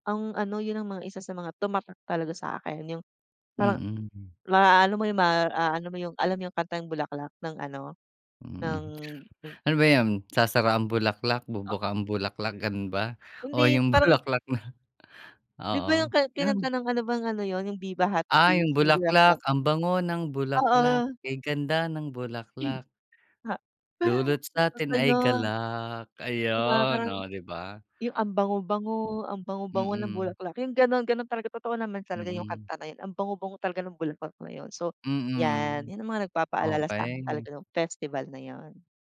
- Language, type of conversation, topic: Filipino, podcast, Ano ang paborito mong alaala mula sa pistang napuntahan mo?
- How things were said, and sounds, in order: other background noise; laughing while speaking: "bulaklak na?"; tapping; singing: "bulaklak ang bango ng bulaklak … satin ay galak"; chuckle; singing: "ang bango-bango, ang bango-bango ng bulaklak"